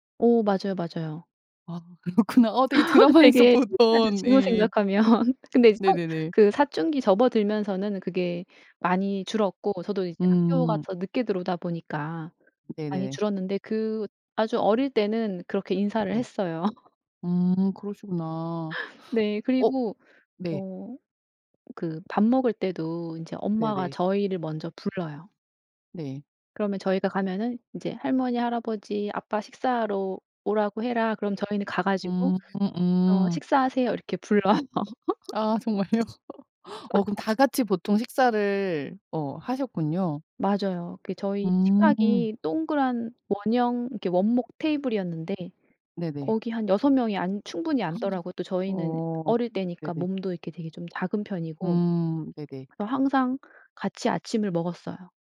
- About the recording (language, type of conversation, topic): Korean, podcast, 할머니·할아버지에게서 배운 문화가 있나요?
- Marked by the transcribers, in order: laughing while speaking: "그렇구나. 어 되게 드라마에서 보던"; laugh; laughing while speaking: "생각하면"; other background noise; tapping; laugh; laughing while speaking: "불러요"; laugh; laughing while speaking: "정말요?"; laugh; gasp